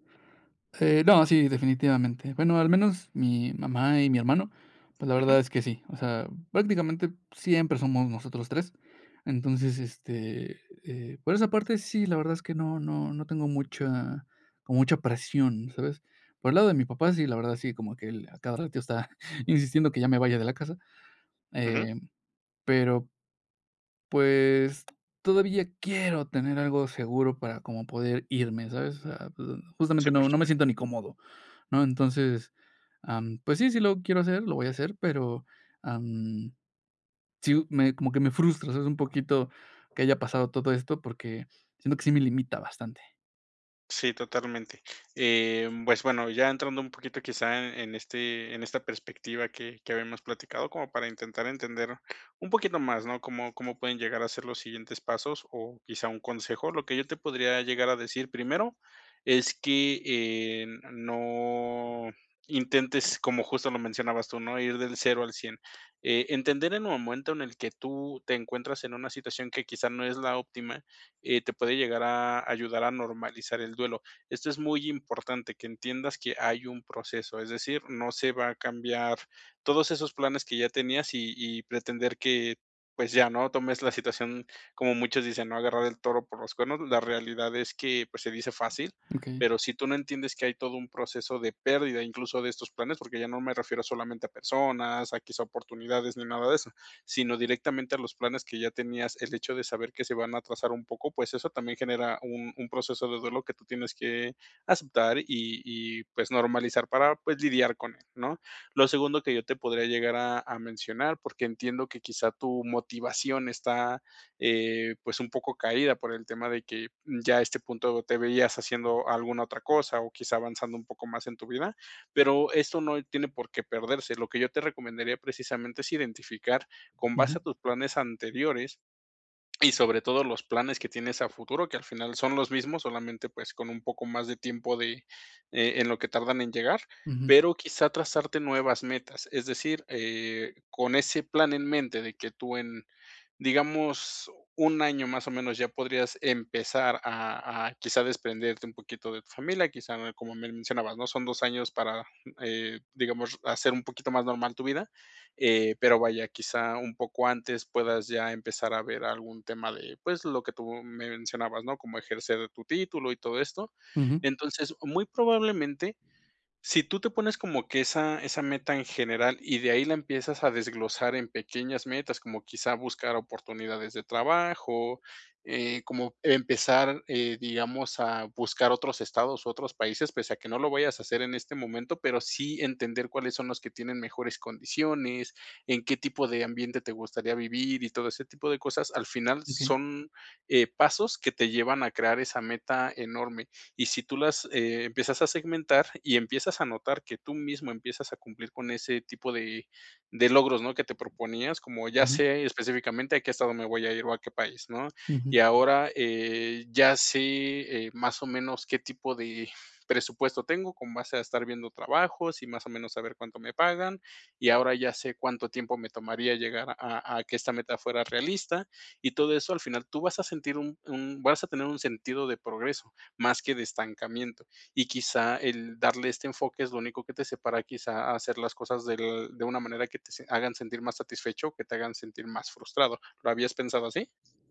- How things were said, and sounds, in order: laughing while speaking: "está insistiendo que ya me vaya de la casa"; tapping; other background noise
- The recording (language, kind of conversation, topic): Spanish, advice, ¿Cómo puedo aceptar que mis planes a futuro ya no serán como los imaginaba?